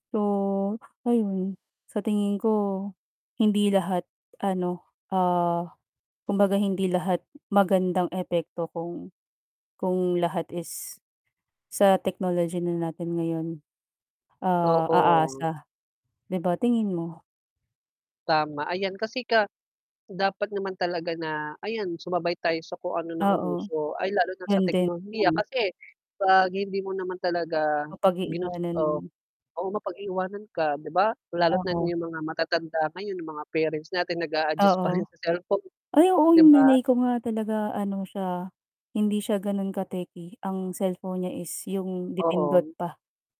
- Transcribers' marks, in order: static; tapping; unintelligible speech
- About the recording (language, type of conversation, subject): Filipino, unstructured, Ano ang palagay mo sa paggamit ng artipisyal na intelihensiya sa trabaho—nakakatulong ba ito o nakakasama?